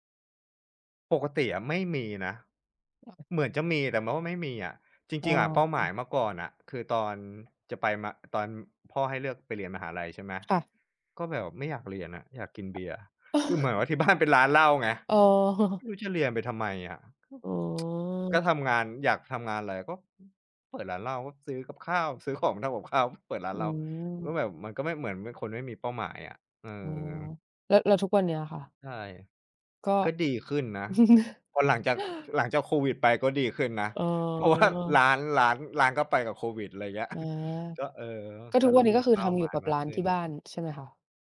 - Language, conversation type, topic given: Thai, unstructured, คุณคิดว่าเป้าหมายในชีวิตสำคัญกว่าความสุขไหม?
- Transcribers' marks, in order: tapping; chuckle; laughing while speaking: "ที่บ้าน"; tsk; chuckle; chuckle